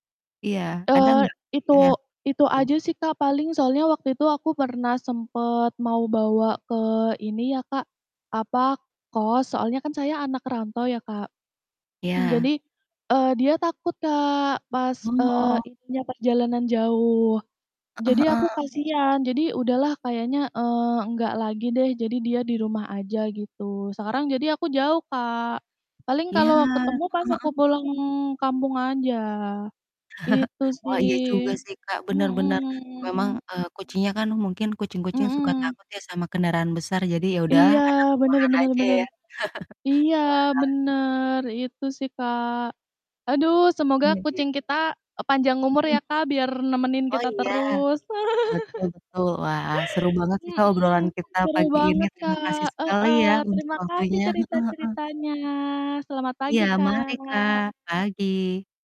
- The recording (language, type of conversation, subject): Indonesian, unstructured, Apa kegiatan favoritmu bersama hewan peliharaanmu?
- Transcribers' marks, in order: distorted speech; other background noise; chuckle; drawn out: "Mhm"; chuckle; chuckle